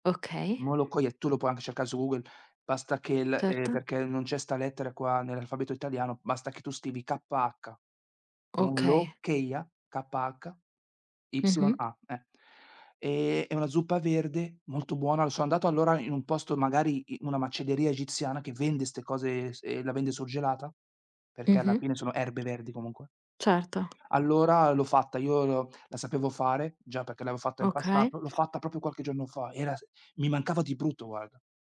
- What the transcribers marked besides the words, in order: other background noise; tapping; "proprio" said as "propio"
- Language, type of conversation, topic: Italian, unstructured, Hai un ricordo speciale legato a un pasto in famiglia?